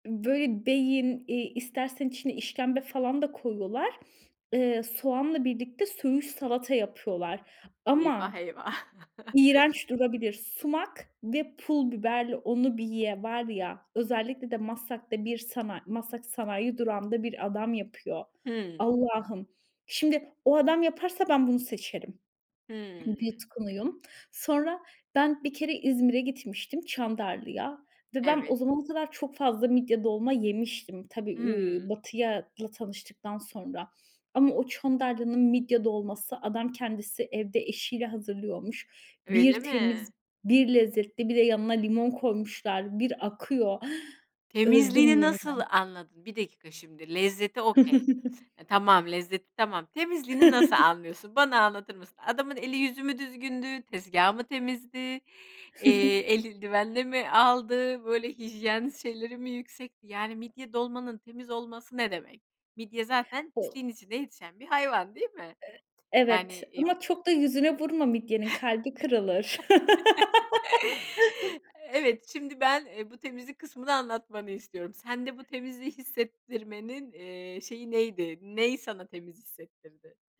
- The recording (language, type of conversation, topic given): Turkish, podcast, Sokak lezzetleri arasında en çok hangisini özlüyorsun?
- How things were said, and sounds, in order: swallow; laughing while speaking: "eyvah!"; chuckle; swallow; drawn out: "Hımm"; tapping; "Batı'yla" said as "Batı'yala"; inhale; chuckle; in English: "okey"; other background noise; chuckle; chuckle; "eldivenle" said as "elildiven"; chuckle; laugh